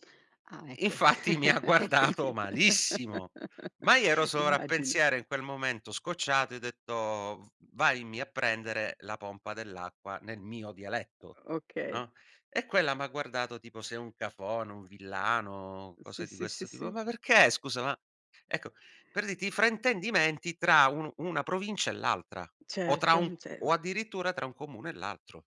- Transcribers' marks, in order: laughing while speaking: "Infatti mi ha guardato"; chuckle; giggle; "Vammi" said as "vaimi"; tapping; "cioè" said as "ceh"
- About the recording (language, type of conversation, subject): Italian, podcast, Che ruolo ha la lingua nella tua identità?